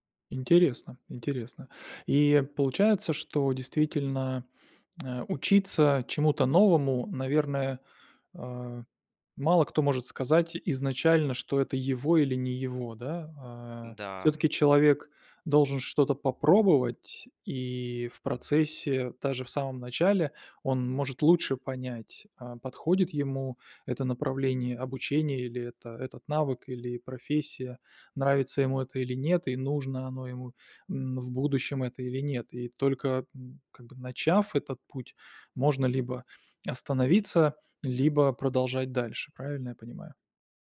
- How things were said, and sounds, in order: tapping
- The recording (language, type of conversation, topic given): Russian, podcast, Как научиться учиться тому, что совсем не хочется?